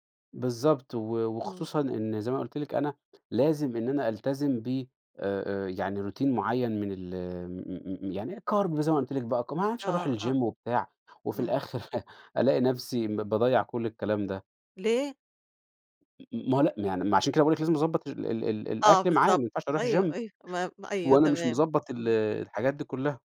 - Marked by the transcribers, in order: in English: "Routine"; in English: "الGym"; chuckle; in English: "Gym"
- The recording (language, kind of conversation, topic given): Arabic, podcast, إزاي تخلي الأكل الصحي ممتع ومن غير ما تزهق؟